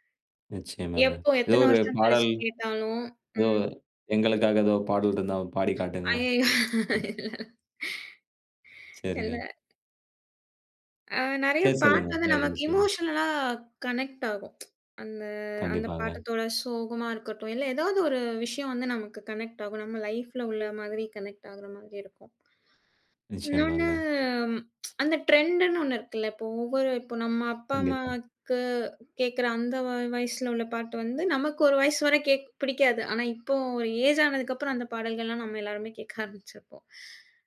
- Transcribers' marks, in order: laughing while speaking: "அய்யய்யோ! இல்லல. இல்ல"; in English: "எமோஷனல்லா கனெக்ட்"; tsk; in English: "கனெக்ட்"; in English: "கனெக்ட்"; tsk; in English: "டிரெண்ட்ன்னு"
- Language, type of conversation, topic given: Tamil, podcast, சினிமா இசை உங்கள் பாடல் ரசனையை எந்த அளவுக்கு பாதித்திருக்கிறது?